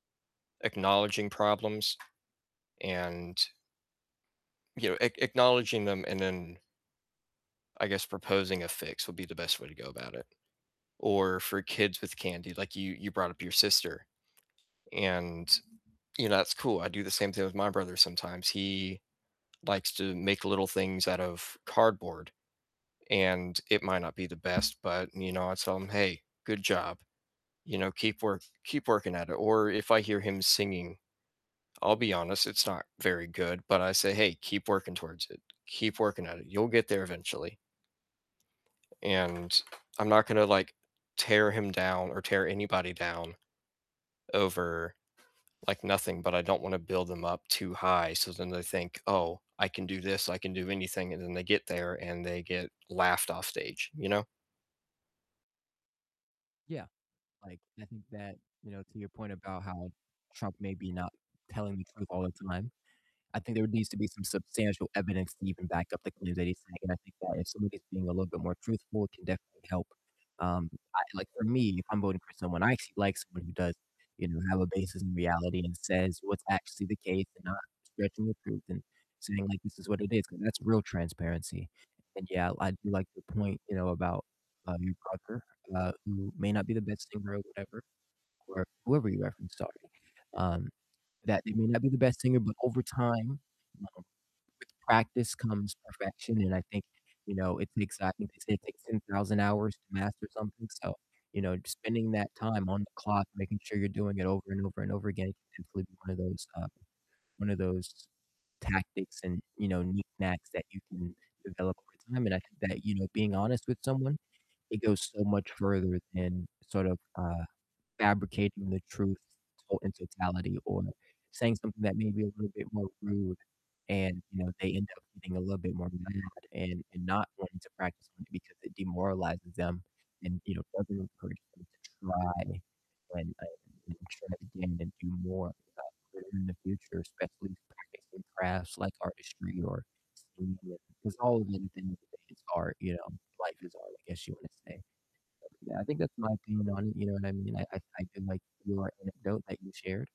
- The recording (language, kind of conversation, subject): English, unstructured, What does honesty mean to you in everyday life?
- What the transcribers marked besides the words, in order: other background noise; tapping; distorted speech